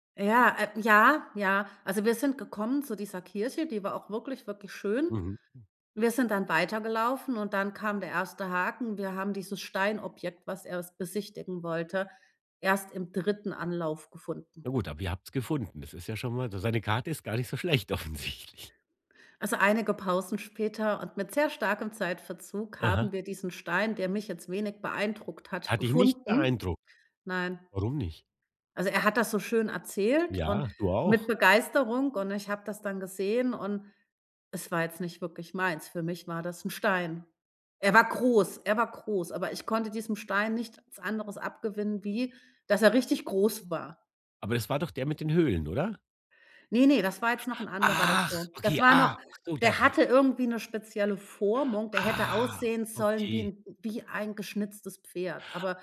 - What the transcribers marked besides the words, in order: chuckle; surprised: "Ach, okay, ah"
- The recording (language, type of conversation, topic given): German, podcast, Kannst du mir eine lustige Geschichte erzählen, wie du dich einmal verirrt hast?